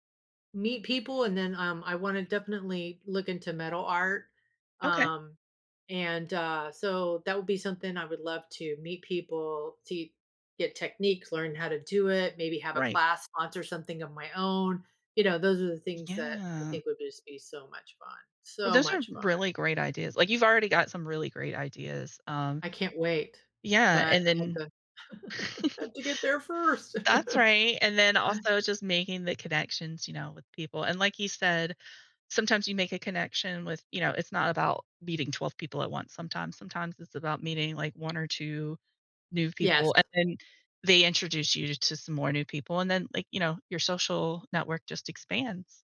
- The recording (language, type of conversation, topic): English, advice, How can I make new friends as an adult when I'm shy and have limited free time?
- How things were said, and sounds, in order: chuckle